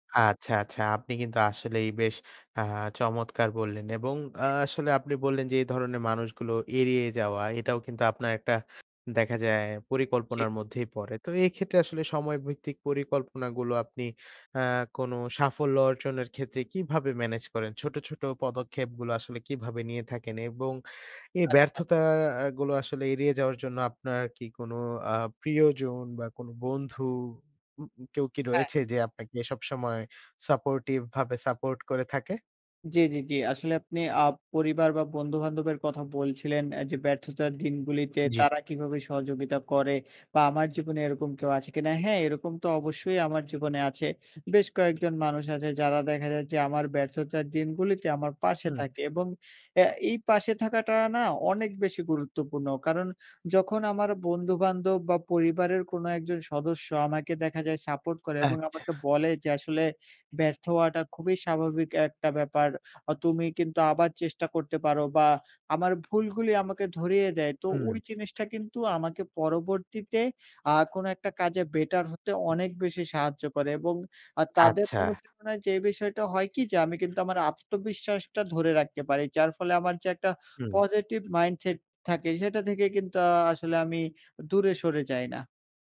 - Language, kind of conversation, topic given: Bengali, podcast, তুমি কীভাবে ব্যর্থতা থেকে ফিরে আসো?
- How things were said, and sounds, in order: in English: "positive mindset"